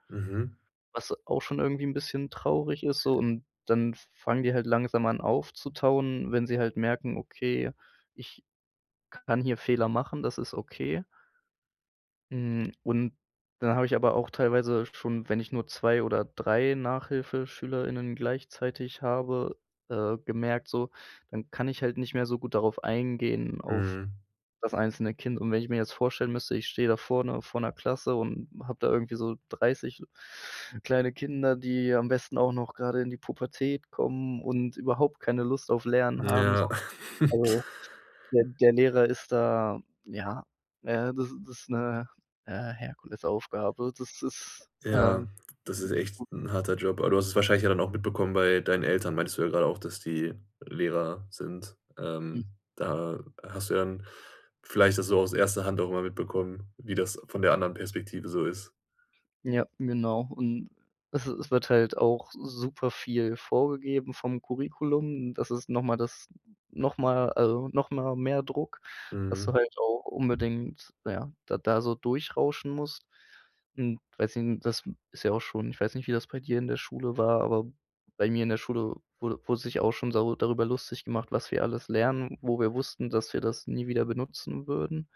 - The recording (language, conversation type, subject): German, podcast, Was könnte die Schule im Umgang mit Fehlern besser machen?
- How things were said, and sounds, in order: laugh; unintelligible speech; unintelligible speech